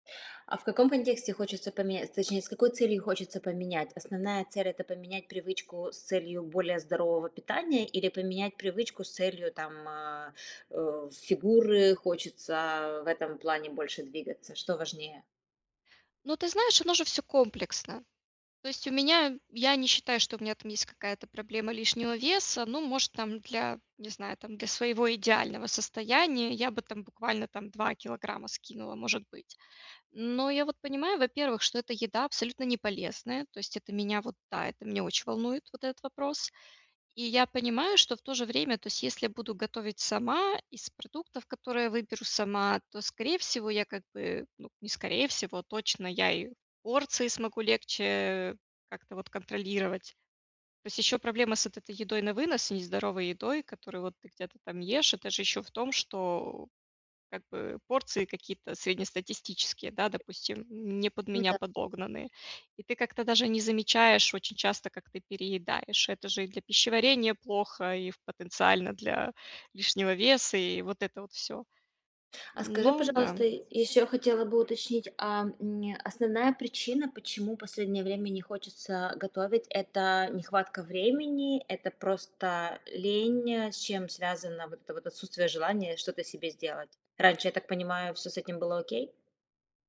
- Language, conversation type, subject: Russian, advice, Как сформировать устойчивые пищевые привычки и сократить потребление обработанных продуктов?
- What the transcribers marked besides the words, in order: alarm; tapping